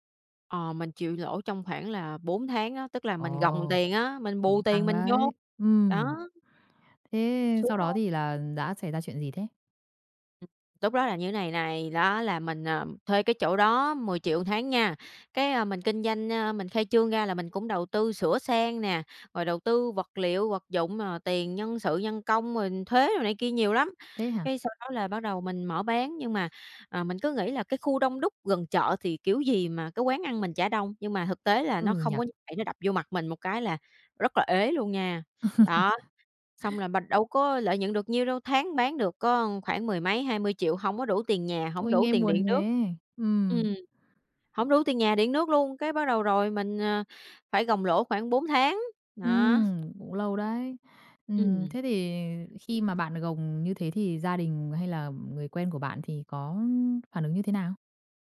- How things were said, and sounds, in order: other background noise; "một" said as "ừn"; tapping; laugh
- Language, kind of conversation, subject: Vietnamese, podcast, Khi thất bại, bạn thường làm gì trước tiên để lấy lại tinh thần?